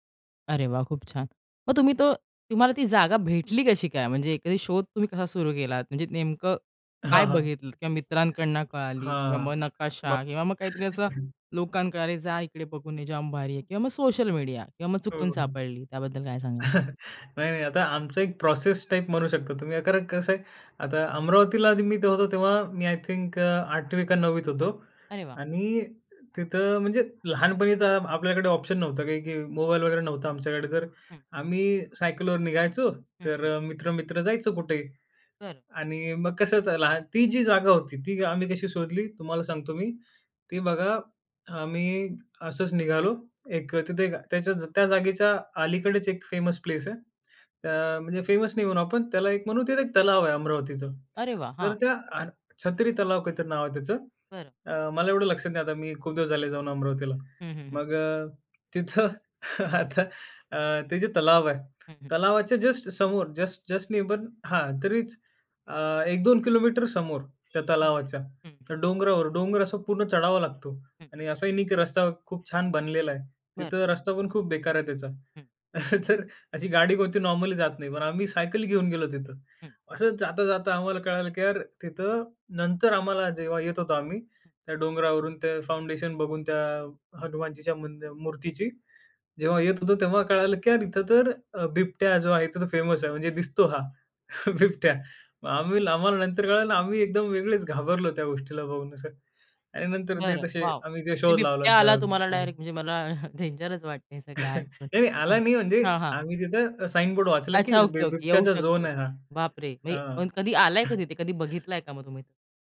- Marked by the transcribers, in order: other background noise; chuckle; in English: "आय थिंक"; in English: "फेमस प्लेस"; in English: "फेमस"; laughing while speaking: "तिथं आता"; horn; chuckle; other noise; in English: "फेमस"; laughing while speaking: "बिबट्या"; chuckle; unintelligible speech
- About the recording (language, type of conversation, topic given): Marathi, podcast, शहरातील लपलेली ठिकाणे तुम्ही कशी शोधता?